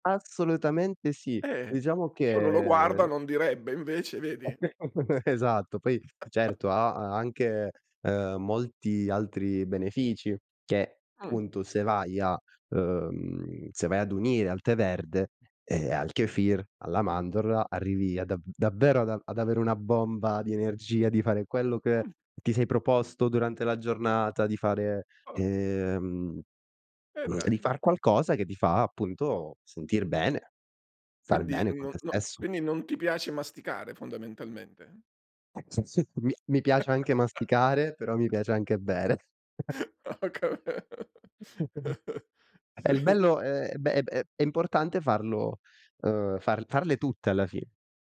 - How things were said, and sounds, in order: drawn out: "che"; laughing while speaking: "Anche secondo me"; chuckle; tapping; unintelligible speech; chuckle; chuckle; laughing while speaking: "Ho cap"; unintelligible speech; laugh
- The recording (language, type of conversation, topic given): Italian, podcast, Com’è davvero la tua routine mattutina?